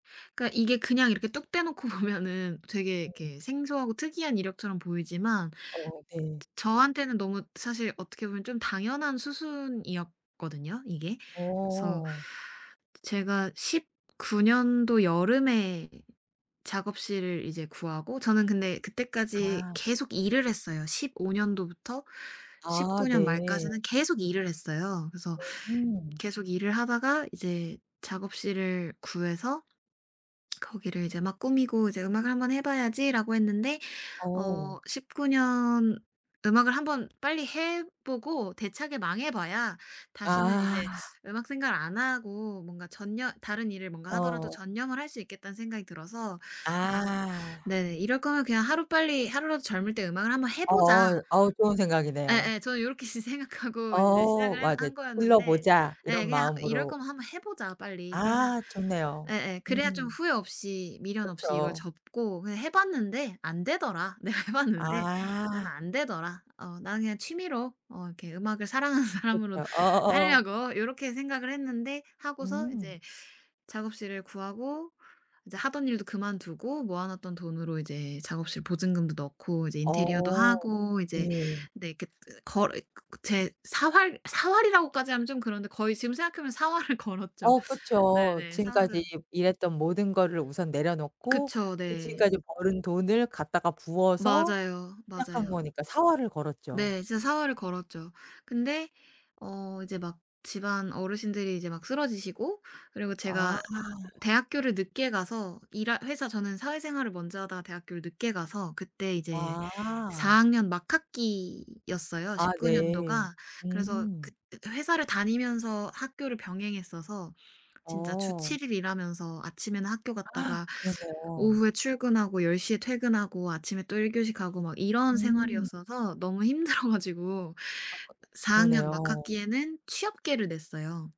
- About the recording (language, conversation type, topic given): Korean, podcast, 큰 실패를 겪은 뒤 다시 도전하게 된 계기는 무엇이었나요?
- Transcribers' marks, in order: laughing while speaking: "보면은"; tapping; other background noise; laughing while speaking: "내가"; laughing while speaking: "사랑하는"; laughing while speaking: "어"; laughing while speaking: "사활을 걸었죠"; gasp; unintelligible speech